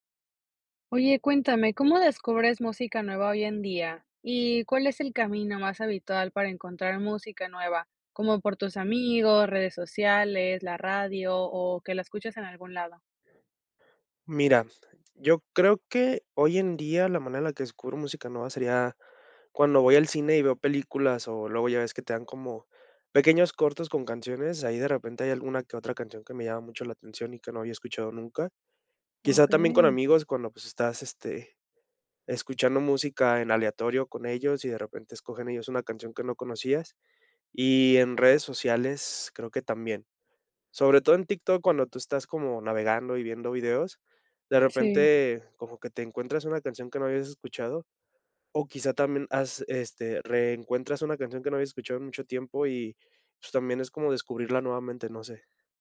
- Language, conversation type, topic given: Spanish, podcast, ¿Cómo descubres música nueva hoy en día?
- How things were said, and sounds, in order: other background noise; tapping